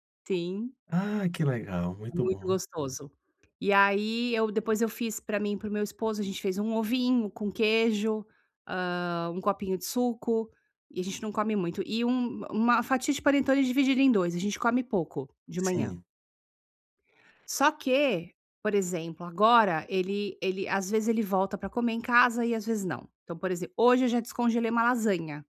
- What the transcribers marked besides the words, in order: none
- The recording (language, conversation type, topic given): Portuguese, advice, Como posso controlar a vontade de comer alimentos prontos no dia a dia?